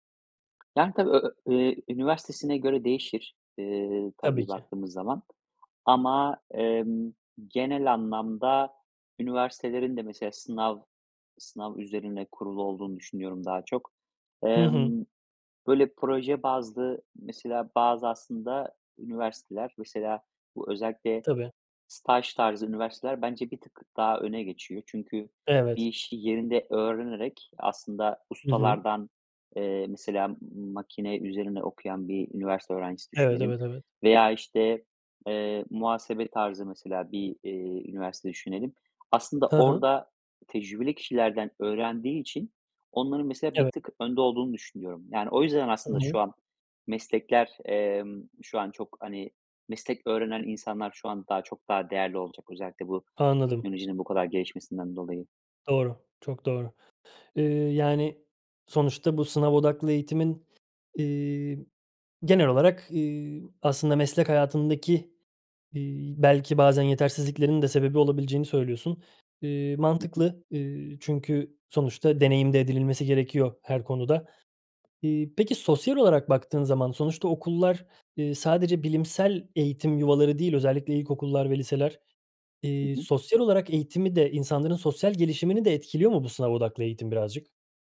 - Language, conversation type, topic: Turkish, podcast, Sınav odaklı eğitim hakkında ne düşünüyorsun?
- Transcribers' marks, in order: tapping; other background noise